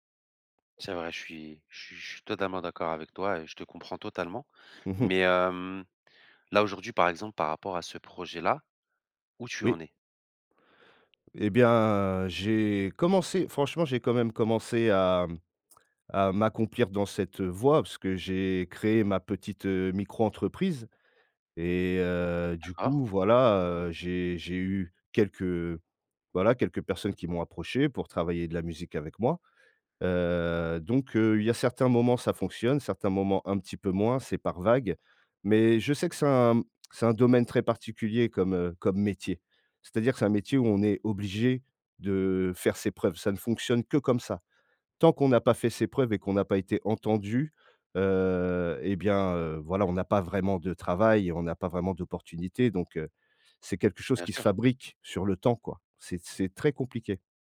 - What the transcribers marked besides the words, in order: tapping
- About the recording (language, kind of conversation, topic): French, advice, Comment dépasser la peur d’échouer qui m’empêche de lancer mon projet ?